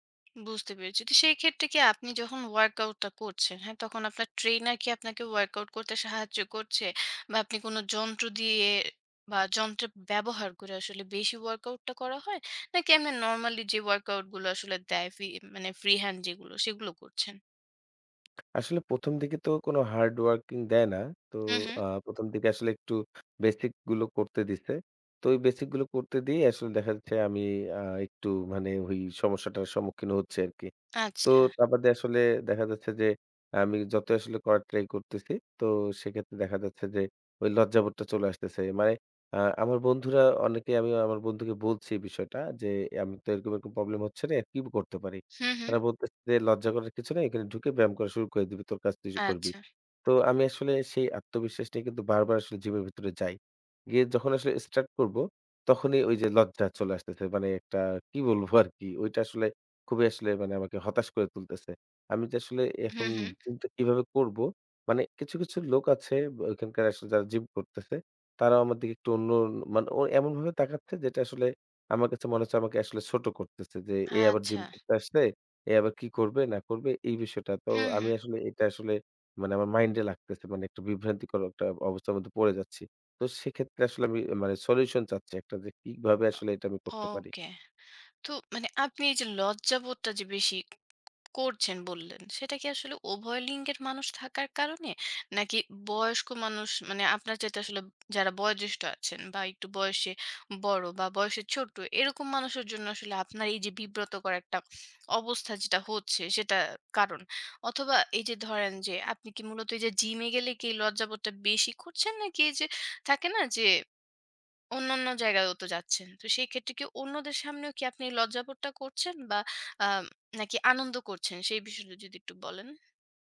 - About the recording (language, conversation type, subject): Bengali, advice, জিমে গেলে কেন আমি লজ্জা পাই এবং অন্যদের সামনে অস্বস্তি বোধ করি?
- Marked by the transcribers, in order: tapping; other background noise; in English: "ওয়ার্কআউট"; "করছেন" said as "করছে"; in English: "trainer"; in English: "ওয়ার্কআউট"; in English: "ওয়ার্কআউট"; in English: "normally"; in English: "ওয়ার্কআউট"; in English: "free hand"; "দিকে" said as "দিগে"; in English: "hard working"; "দিকে" said as "দিগে"; in English: "basic"; in English: "basic"; in English: "try"; "মানে" said as "মায়ে"; in English: "problem"; laughing while speaking: "আরকি"; in English: "জিম"; in English: "gym"; in English: "gym"; in English: "mind"; in English: "solution"; "ওকে" said as "অওকে"; in English: "জিম"; "করছেন" said as "খুঁজচ্ছেন"